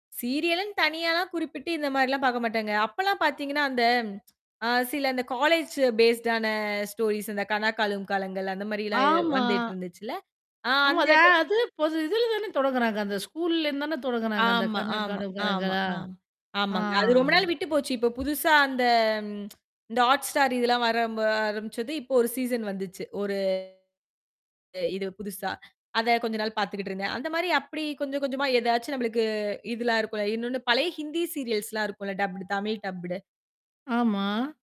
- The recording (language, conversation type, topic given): Tamil, podcast, உங்கள் வீட்டில் காலை நேர பழக்கவழக்கங்கள் எப்படி இருக்கின்றன?
- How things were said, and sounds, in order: in English: "சீரியலுன்னு"; tsk; in English: "காலேஜ்ஜூ பேஸூடான ஸ்டோரிஸ்"; drawn out: "ஆமா"; distorted speech; drawn out: "ஆ"; tapping; lip smack; in English: "சீசன்"; in English: "சீரியல்ஸ்லாம்"; in English: "டப்புடு"; in English: "டப்புடு"